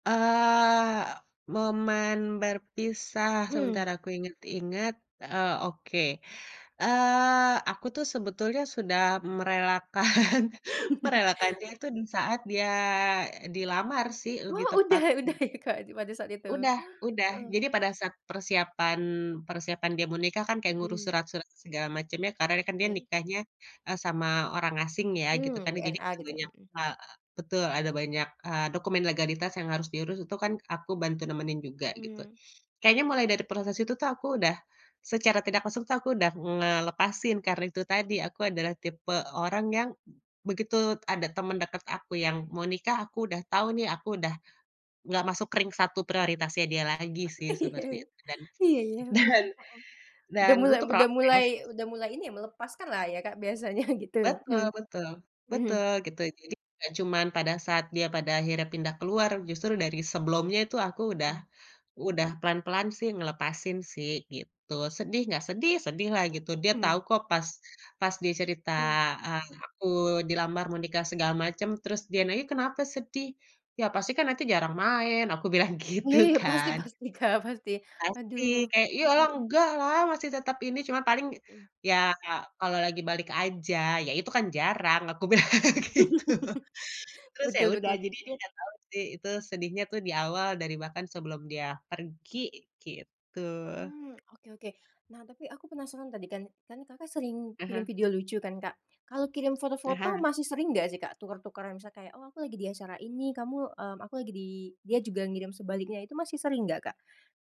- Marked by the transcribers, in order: laughing while speaking: "merelakan"; chuckle; laughing while speaking: "Udah udah ya, Kak"; laughing while speaking: "Iya"; laughing while speaking: "Dan"; laughing while speaking: "biasanya"; throat clearing; laughing while speaking: "gitu kan"; laughing while speaking: "pasti pasti Kak"; laughing while speaking: "Aku bilang gitu"; laugh
- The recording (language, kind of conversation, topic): Indonesian, podcast, Bagaimana cara kamu menjaga persahabatan jarak jauh agar tetap terasa dekat?
- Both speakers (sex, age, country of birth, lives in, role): female, 25-29, Indonesia, Indonesia, host; female, 35-39, Indonesia, Indonesia, guest